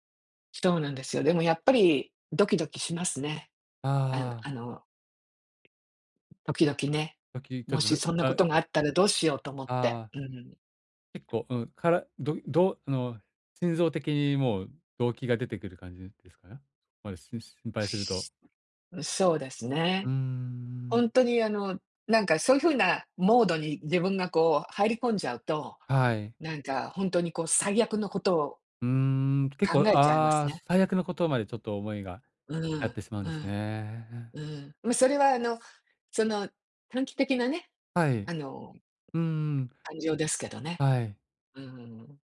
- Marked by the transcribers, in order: other background noise
- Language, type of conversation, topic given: Japanese, advice, 過度な心配を減らすにはどうすればよいですか？